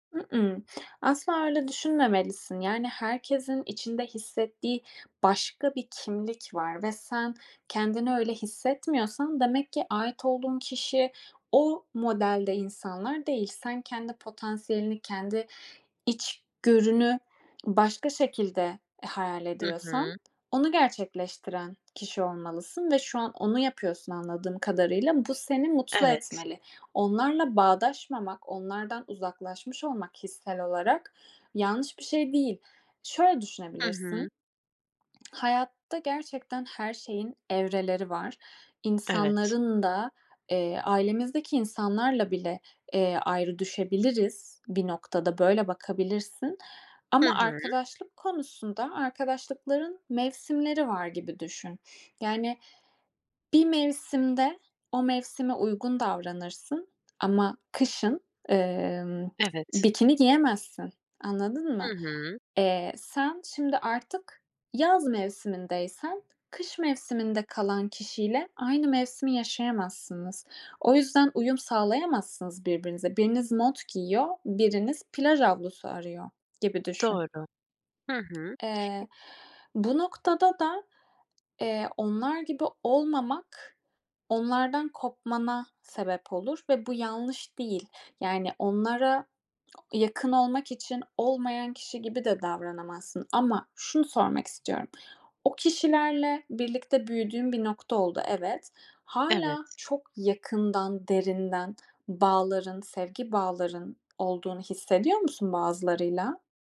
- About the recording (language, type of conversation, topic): Turkish, advice, Hayat evrelerindeki farklılıklar yüzünden arkadaşlıklarımda uyum sağlamayı neden zor buluyorum?
- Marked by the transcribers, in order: other background noise; swallow; tapping; other noise